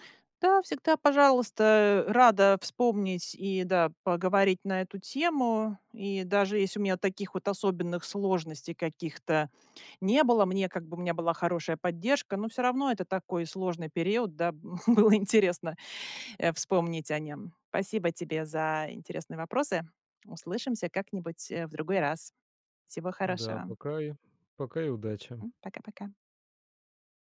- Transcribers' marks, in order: laughing while speaking: "было"
- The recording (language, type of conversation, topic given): Russian, podcast, Когда вам пришлось начать всё с нуля, что вам помогло?